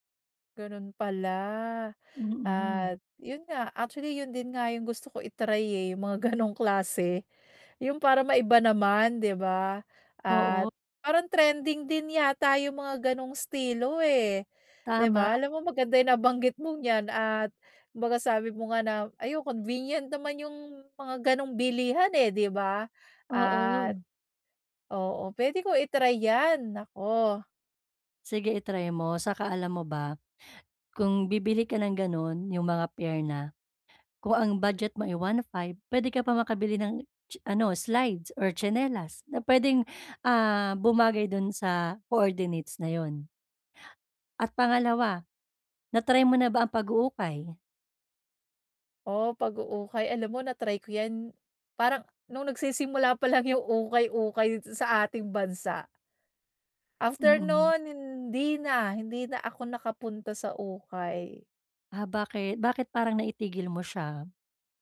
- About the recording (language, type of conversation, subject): Filipino, advice, Paano ako makakapamili ng damit na may estilo nang hindi lumalampas sa badyet?
- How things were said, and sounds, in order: laughing while speaking: "ganong"; chuckle